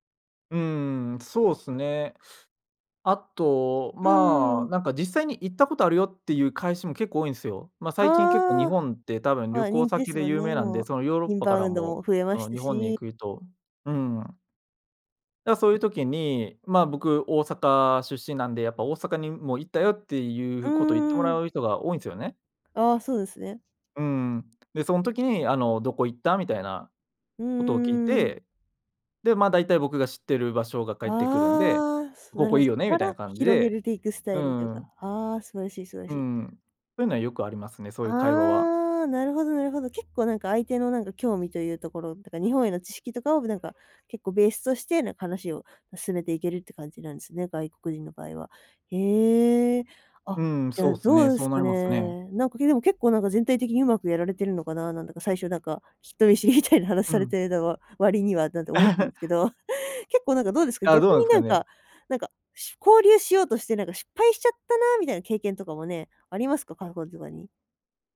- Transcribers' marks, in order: tapping; "進めて" said as "あすめて"; laughing while speaking: "人見知りみたいな"; chuckle
- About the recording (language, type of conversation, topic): Japanese, podcast, 誰でも気軽に始められる交流のきっかけは何ですか？